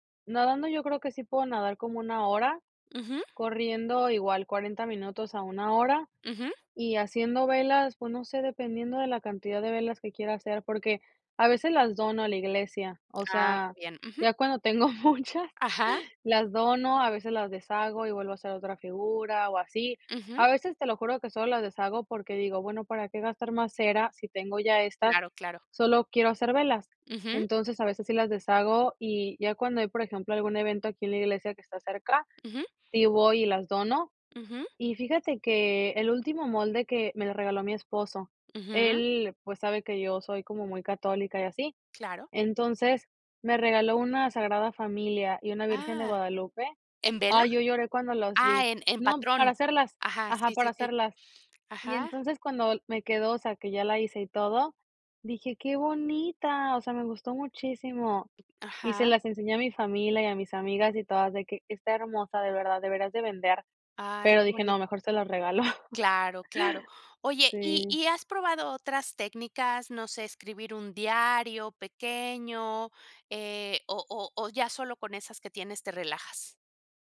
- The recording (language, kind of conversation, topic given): Spanish, podcast, ¿Cómo gestionas tu tiempo para cuidar tu salud mental?
- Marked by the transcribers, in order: laughing while speaking: "muchas"; other background noise; chuckle